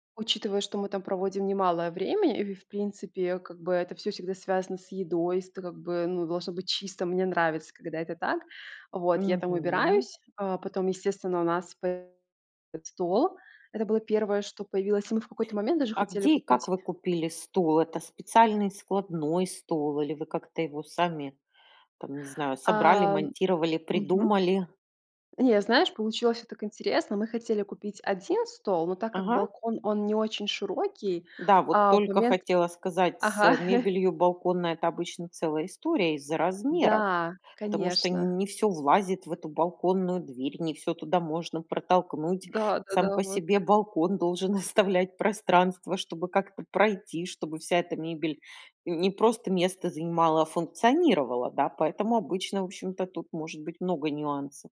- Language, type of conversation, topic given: Russian, podcast, Какой балкон или лоджия есть в твоём доме и как ты их используешь?
- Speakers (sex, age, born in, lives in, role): female, 30-34, Belarus, Italy, guest; female, 45-49, Russia, Spain, host
- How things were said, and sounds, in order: other background noise; tapping; chuckle; laughing while speaking: "оставлять"